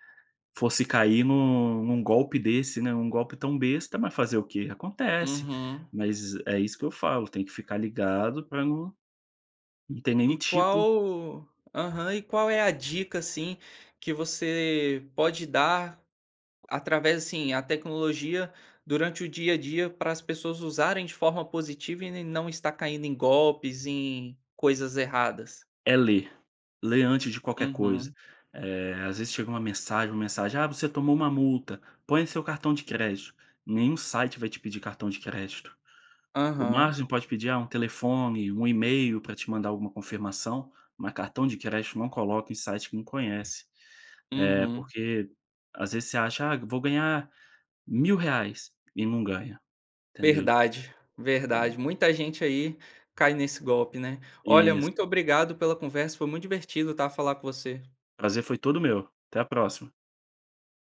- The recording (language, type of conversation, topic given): Portuguese, podcast, Como a tecnologia mudou o seu dia a dia?
- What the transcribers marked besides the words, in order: none